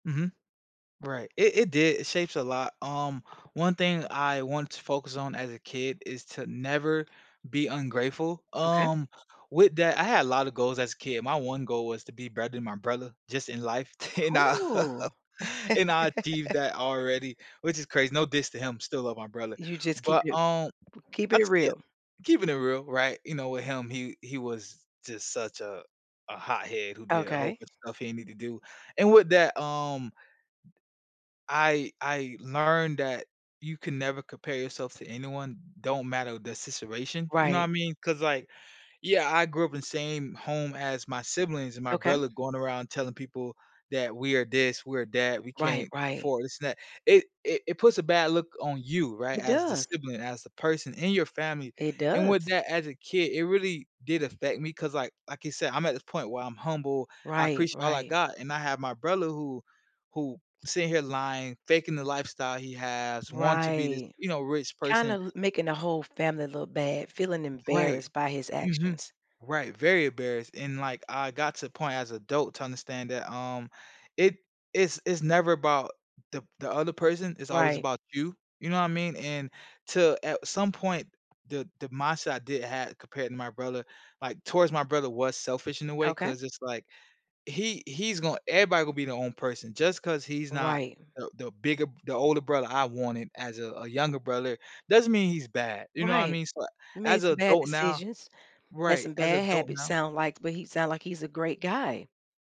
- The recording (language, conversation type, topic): English, podcast, How have early life experiences shaped who you are today?
- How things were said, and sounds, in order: tapping; other background noise; laughing while speaking: "and I"; laugh